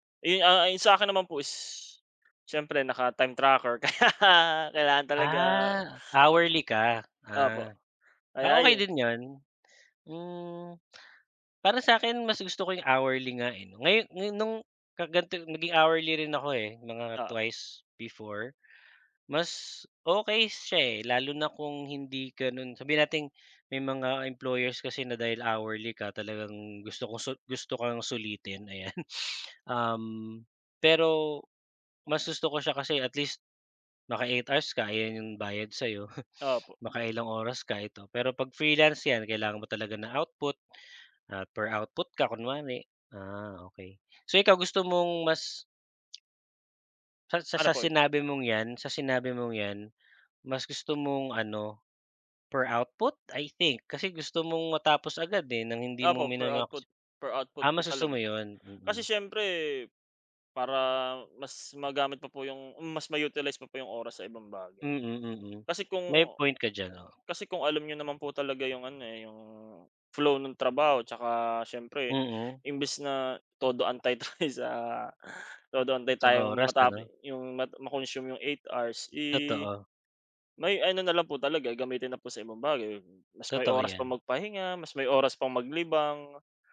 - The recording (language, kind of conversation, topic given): Filipino, unstructured, Ano ang mga bagay na gusto mong baguhin sa iyong trabaho?
- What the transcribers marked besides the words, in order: laughing while speaking: "kaya"; laughing while speaking: "ayan"; sniff; snort; tapping; laughing while speaking: "tayo sa"